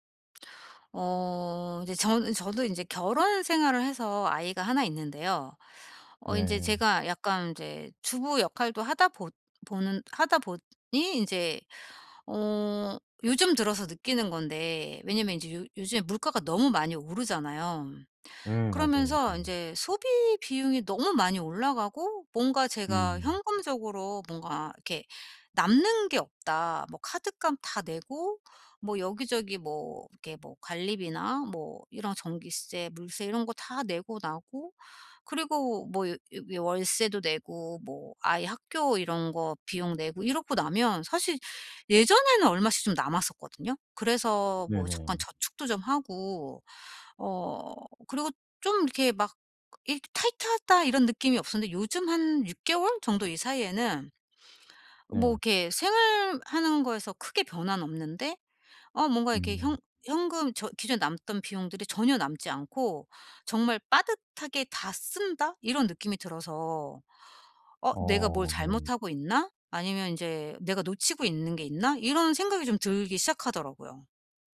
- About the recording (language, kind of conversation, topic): Korean, advice, 현금흐름을 더 잘 관리하고 비용을 줄이려면 어떻게 시작하면 좋을까요?
- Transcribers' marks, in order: other background noise; tapping